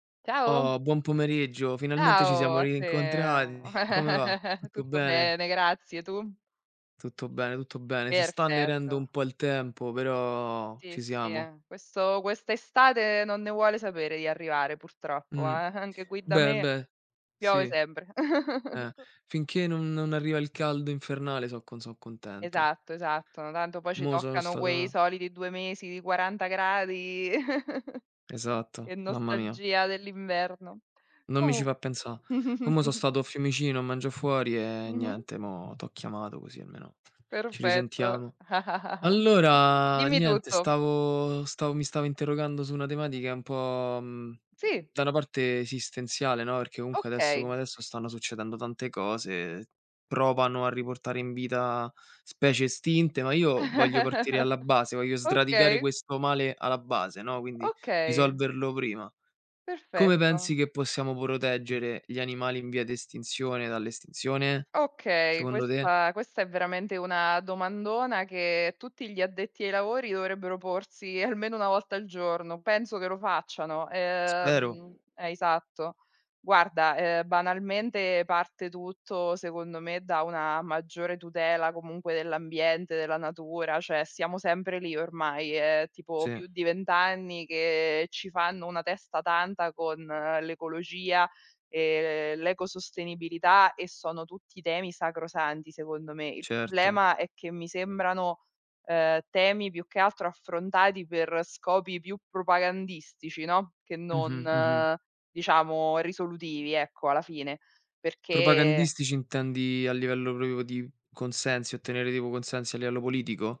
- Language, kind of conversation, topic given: Italian, unstructured, Come pensi che possiamo proteggere gli animali a rischio di estinzione?
- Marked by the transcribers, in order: other background noise; "rincontrati" said as "rincontradi"; chuckle; laughing while speaking: "anche"; giggle; other noise; chuckle; chuckle; tapping; chuckle; chuckle; "sradicare" said as "sdradicare"; laughing while speaking: "almeno"; "proprio" said as "propio"